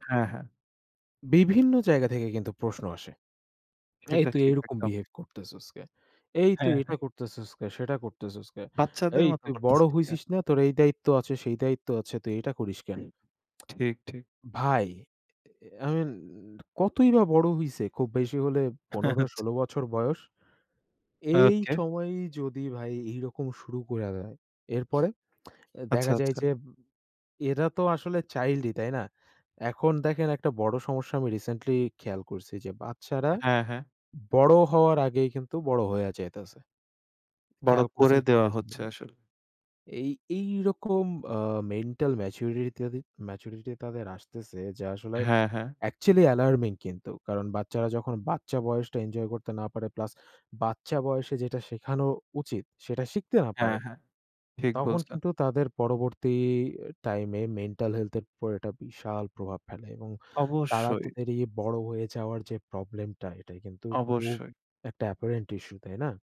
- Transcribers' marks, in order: other background noise; tsk; laughing while speaking: "আচ্ছা"; tsk; tapping; in English: "অ্যাপারেন্ট ইশ্যু"
- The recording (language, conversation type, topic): Bengali, unstructured, তোমার সবচেয়ে প্রিয় শৈশবের স্মৃতি কী?